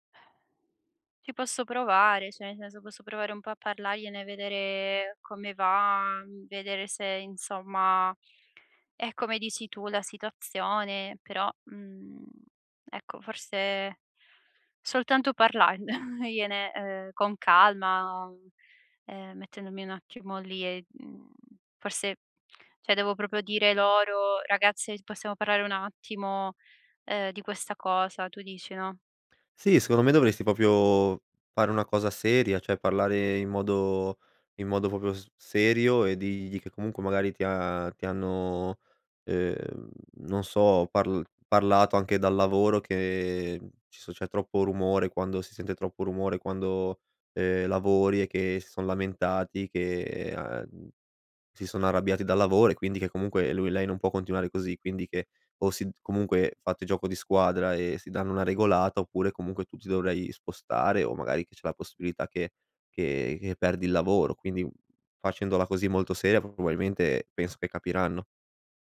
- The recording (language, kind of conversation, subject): Italian, advice, Come posso concentrarmi se in casa c’è troppo rumore?
- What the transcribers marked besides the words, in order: "cioé" said as "ceh"; "insomma" said as "inzomma"; laughing while speaking: "parlandogliene"; "cioè" said as "ceh"; "proprio" said as "propio"; "proprio" said as "propio"; "cioè" said as "ceh"; "proprio" said as "propio"